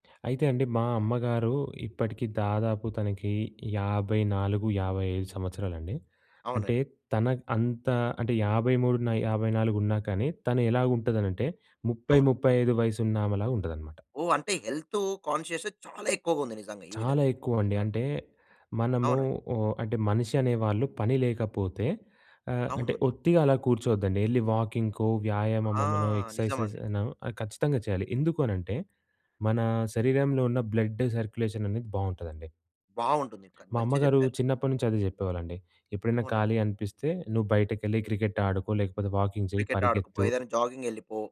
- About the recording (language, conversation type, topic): Telugu, podcast, మీరు తల్లిదండ్రుల నుంచి లేదా పెద్దల నుంచి నేర్చుకున్న చిన్న ఆనందం కలిగించే అలవాట్లు ఏమేమి?
- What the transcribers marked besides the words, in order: other noise; in English: "ఎక్సర్సైజెసెస్"; in English: "బ్లడ్"; in English: "వాకింగ్"; in English: "జాగింగ్"